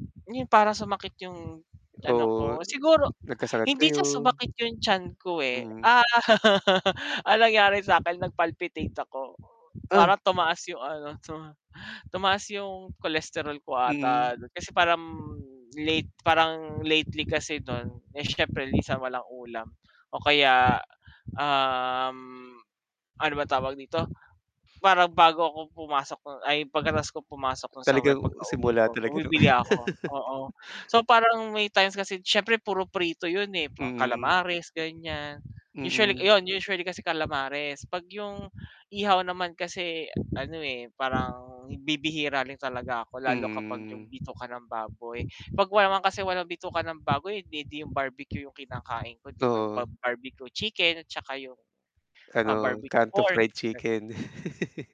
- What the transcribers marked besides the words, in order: wind; laugh; laugh; chuckle
- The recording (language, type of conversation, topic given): Filipino, unstructured, Paano ka nagdedesisyon kung ligtas nga bang kainin ang pagkaing tinitinda sa kalsada?